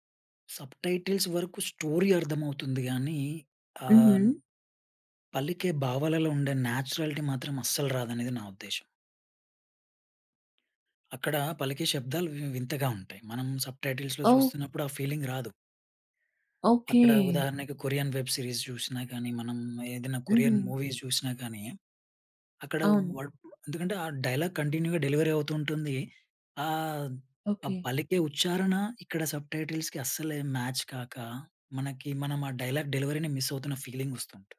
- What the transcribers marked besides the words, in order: in English: "సబ్ టైటిల్స్"; in English: "స్టోరీ"; in English: "న్యాచురాలిటీ"; in English: "సబ్ టైటిల్స్‌లో"; in English: "ఫీలింగ్"; in English: "వెబ్ సీరీస్"; other background noise; in English: "మూవీస్"; in English: "కంటిన్యూ‌గా డెలివరీ"; in English: "సబ్ టైటిల్స్‌కి"; in English: "మ్యాచ్"; in English: "డెలివరీ‌ని మిస్"; in English: "ఫీలింగ్"
- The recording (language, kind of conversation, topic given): Telugu, podcast, సబ్‌టైటిల్స్ మరియు డబ్బింగ్‌లలో ఏది ఎక్కువగా బాగా పనిచేస్తుంది?